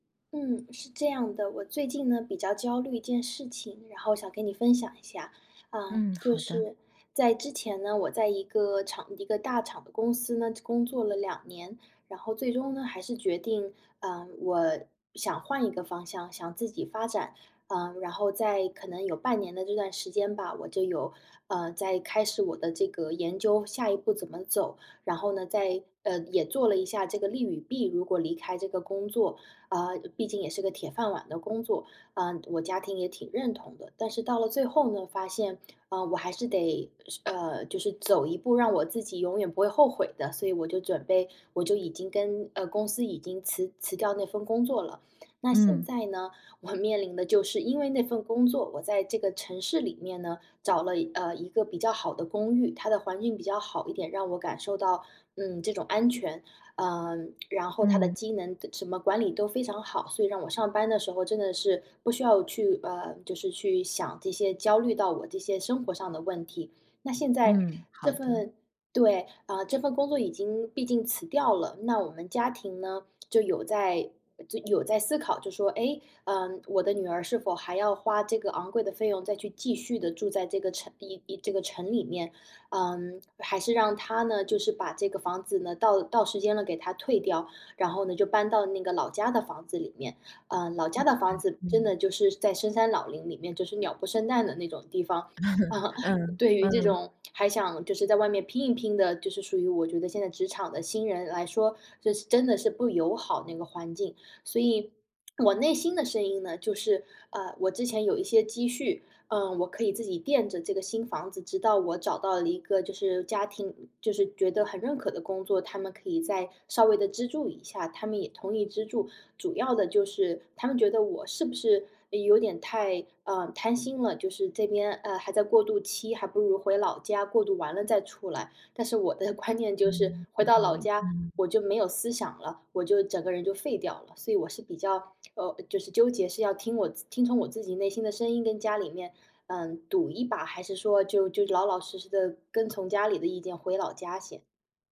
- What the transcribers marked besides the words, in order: unintelligible speech; laugh; laughing while speaking: "嗯，嗯"; lip smack; "资助" said as "支助"; "资助" said as "支助"; laughing while speaking: "我的观念就是"
- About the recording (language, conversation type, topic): Chinese, advice, 在重大的决定上，我该听从别人的建议还是相信自己的内心声音？